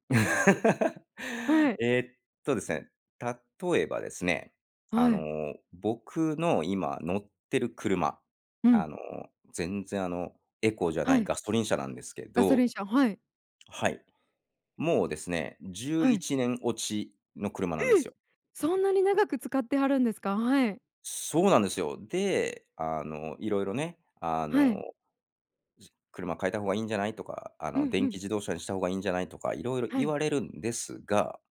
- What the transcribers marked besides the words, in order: laugh; surprised: "え！"
- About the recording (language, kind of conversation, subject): Japanese, podcast, 日常生活の中で自分にできる自然保護にはどんなことがありますか？